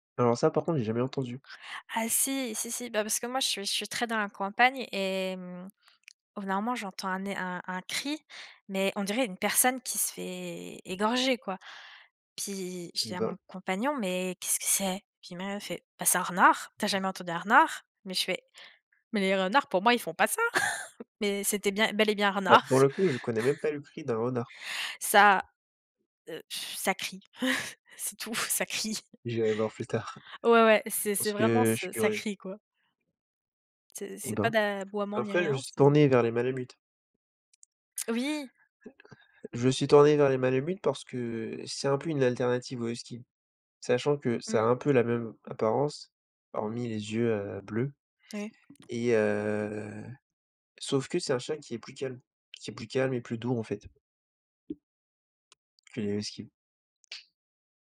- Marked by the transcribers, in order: other background noise; chuckle; tapping; blowing; chuckle; other noise
- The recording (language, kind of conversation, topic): French, unstructured, Quels animaux de compagnie rendent la vie plus joyeuse selon toi ?